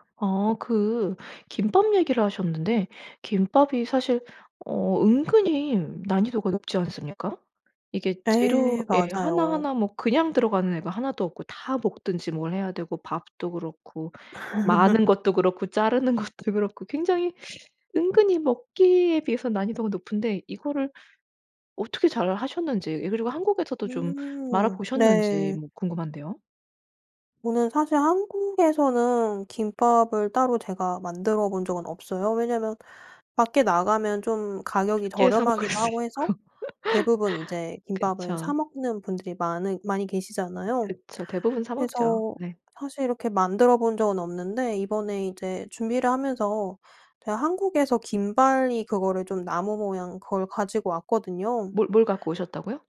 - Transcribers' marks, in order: other background noise; laugh; tapping; laughing while speaking: "사 먹을 수 있고"; laugh
- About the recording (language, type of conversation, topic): Korean, podcast, 음식으로 자신의 문화를 소개해 본 적이 있나요?